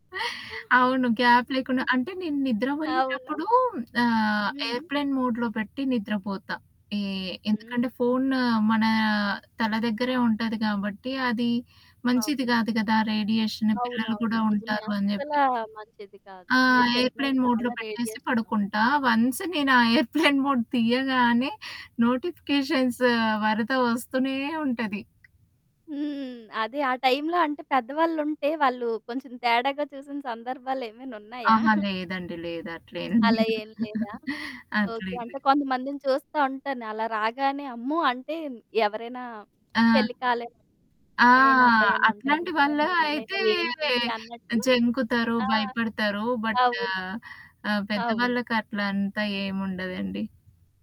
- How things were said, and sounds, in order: laugh; static; in English: "గ్యాప్"; in English: "ఎయిర్‌ప్లేన్ మోడ్‌లో"; in English: "ఎయిర్‌ప్లేన్ మోడ్‌లో"; in English: "రేడియేషన్"; chuckle; in English: "ఎయిర్‌ప్లేన్ మోడ్"; other background noise; laugh
- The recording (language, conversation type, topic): Telugu, podcast, నోటిఫికేషన్లు వచ్చినప్పుడు మీరు సాధారణంగా ఎలా స్పందిస్తారు?